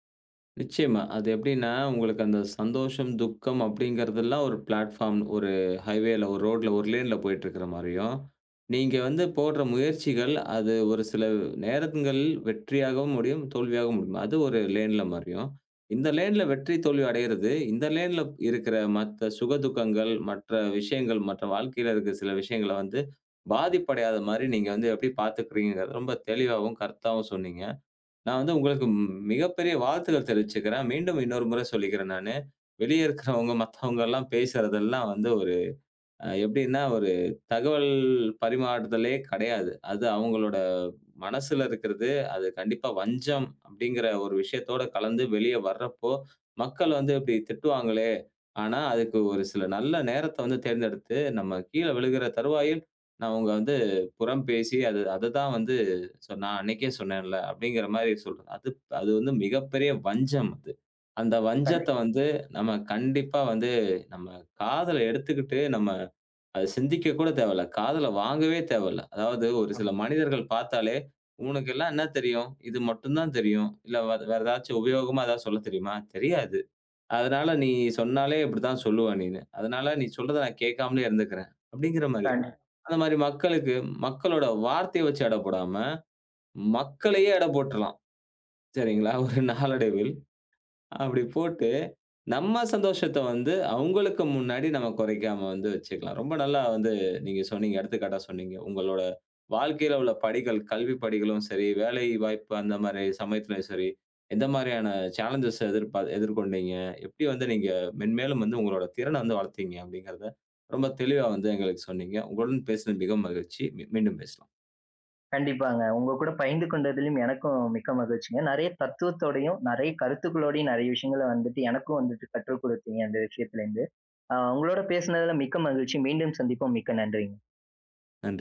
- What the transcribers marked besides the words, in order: in English: "பிளாட்பார்ம்"; in English: "லேன்ல"; unintelligible speech; in English: "லேன்ல"; in English: "லேன்ல"; in English: "லேன்ல"; tapping; unintelligible speech; laughing while speaking: "ஒரு நாளடைவில. அப்படி"; in English: "சாலன்ஜ்"
- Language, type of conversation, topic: Tamil, podcast, தோல்வி உன் சந்தோஷத்தை குறைக்காமலிருக்க எப்படி பார்த்துக் கொள்கிறாய்?